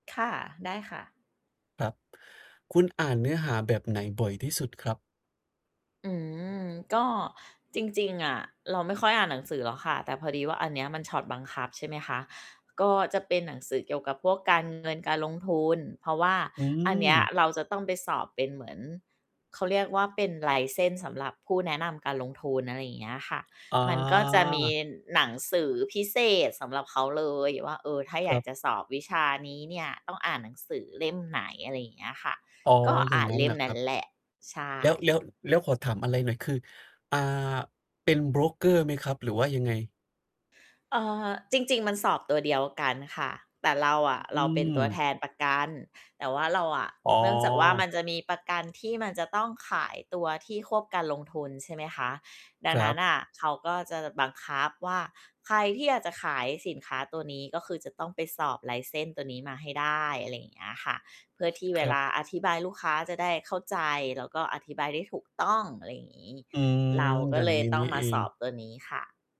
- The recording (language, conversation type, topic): Thai, advice, ทำอย่างไรเมื่ออ่านหนังสือแล้วใจลอยหรือรู้สึกเบื่อเร็ว?
- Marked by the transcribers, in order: in English: "License"; other background noise; in English: "License"